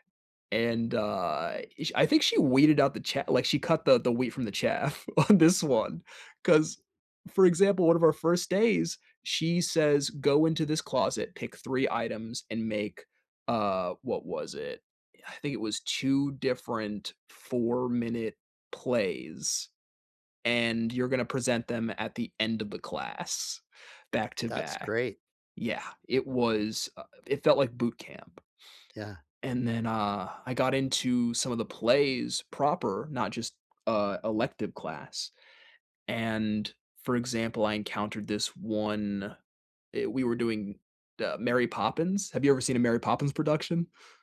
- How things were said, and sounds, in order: laughing while speaking: "on"; sigh
- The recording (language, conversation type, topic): English, unstructured, Who is a teacher or mentor who has made a big impact on you?